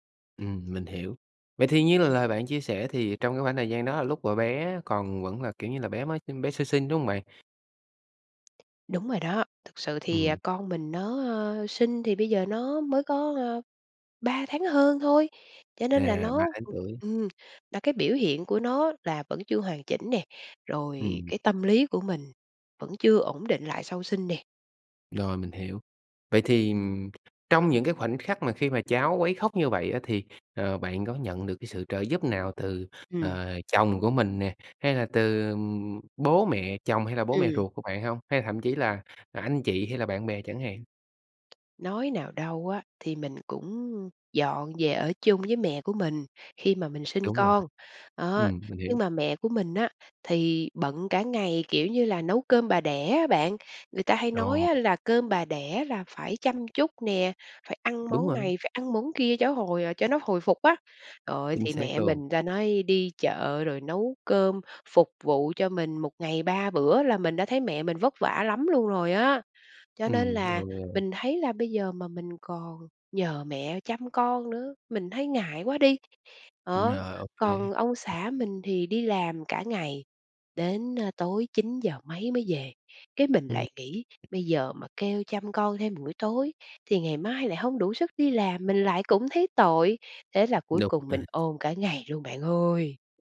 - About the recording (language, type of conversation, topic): Vietnamese, advice, Bạn có sợ mình sẽ mắc lỗi khi làm cha mẹ hoặc chăm sóc con không?
- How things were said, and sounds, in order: tapping; other background noise